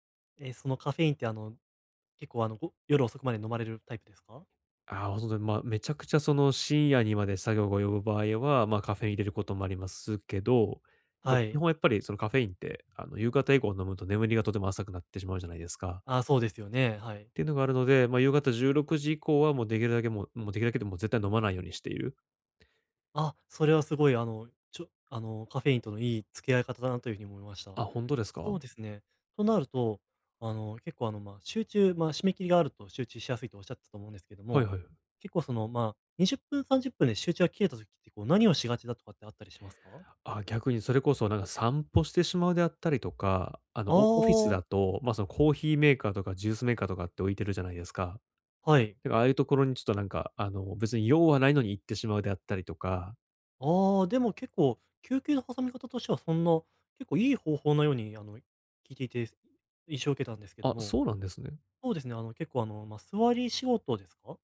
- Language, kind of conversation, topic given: Japanese, advice, 作業中に注意散漫になりやすいのですが、集中を保つにはどうすればよいですか？
- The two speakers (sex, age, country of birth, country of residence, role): male, 20-24, Japan, Japan, advisor; male, 30-34, Japan, Japan, user
- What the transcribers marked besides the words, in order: none